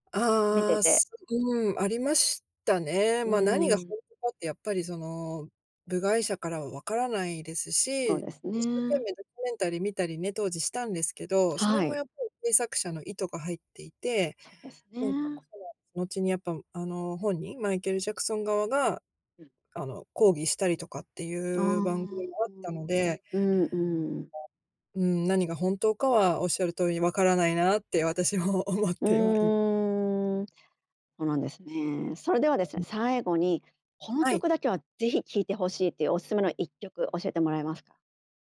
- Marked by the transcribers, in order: laughing while speaking: "私も思っては、い"; other background noise
- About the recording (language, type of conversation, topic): Japanese, podcast, あなたが最も影響を受けたアーティストは誰ですか？